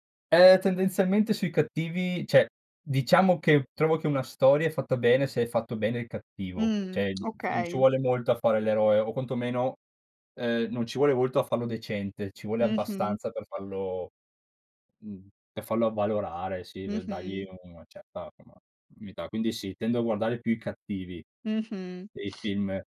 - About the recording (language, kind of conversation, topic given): Italian, podcast, Che cosa rende un personaggio indimenticabile, secondo te?
- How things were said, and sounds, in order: "cioè" said as "ceh"; other background noise; "Cioè" said as "ceh"; "certa" said as "cetta"; "insomma" said as "nsomma"